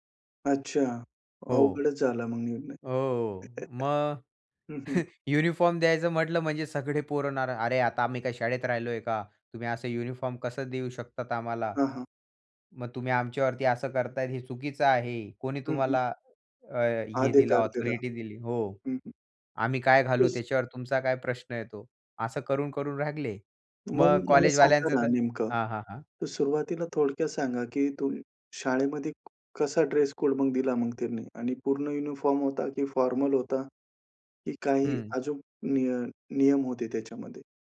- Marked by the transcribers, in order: chuckle; in English: "ऑथॉरिटी"; other noise
- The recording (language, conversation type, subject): Marathi, podcast, शाळा किंवा महाविद्यालयातील पोशाख नियमांमुळे तुमच्या स्वतःच्या शैलीवर कसा परिणाम झाला?